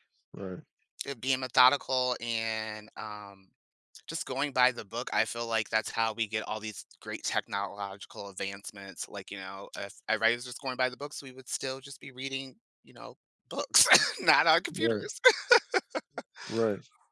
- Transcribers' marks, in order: other background noise; tapping; laughing while speaking: "books"; laugh
- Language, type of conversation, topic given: English, unstructured, How do you decide when to be spontaneous versus when to plan carefully?
- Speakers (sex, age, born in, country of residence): male, 35-39, United States, United States; male, 35-39, United States, United States